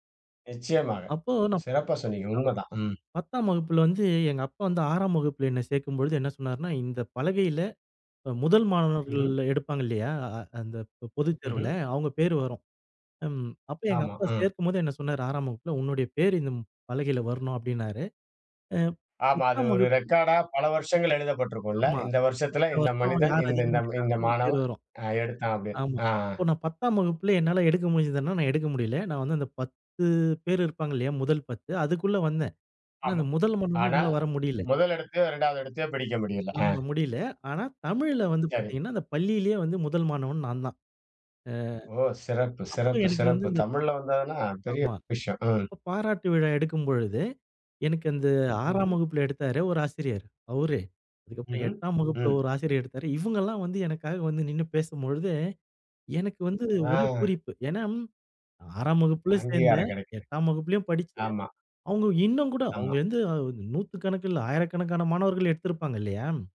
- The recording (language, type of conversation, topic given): Tamil, podcast, பல வருடங்களுக்கு பிறகு மறக்காத உங்க ஆசிரியரை சந்தித்த அனுபவம் எப்படி இருந்தது?
- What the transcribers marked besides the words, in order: other noise; in English: "ரெக்கார்ட்டா"; tapping; drawn out: "ஆ"